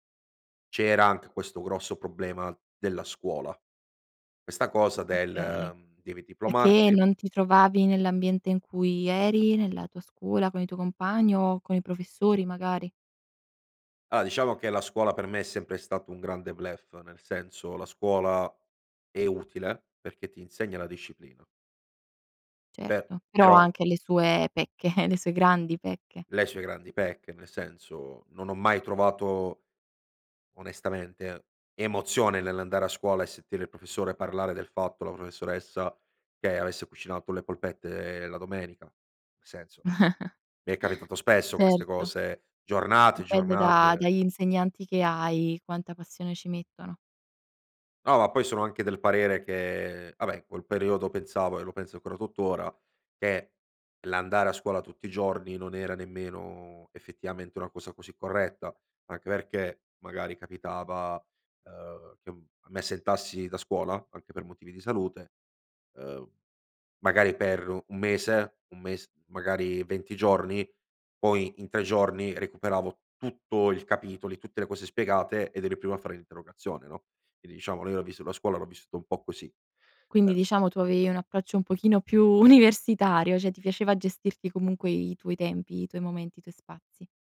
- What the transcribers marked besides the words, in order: "Perché" said as "pecchè"; chuckle; chuckle; laughing while speaking: "universitario"; "cioè" said as "ceh"
- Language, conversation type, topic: Italian, podcast, C’è una canzone che ti ha accompagnato in un grande cambiamento?